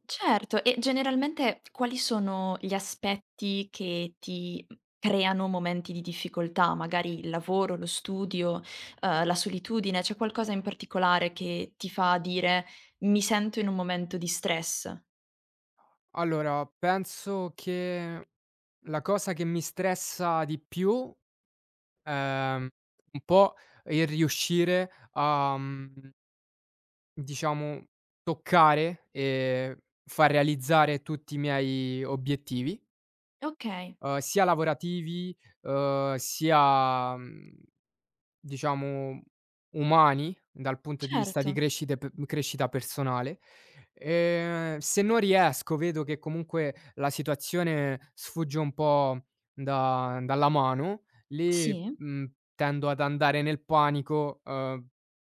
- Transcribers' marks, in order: other background noise; tapping
- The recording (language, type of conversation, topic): Italian, podcast, Come cerchi supporto da amici o dalla famiglia nei momenti difficili?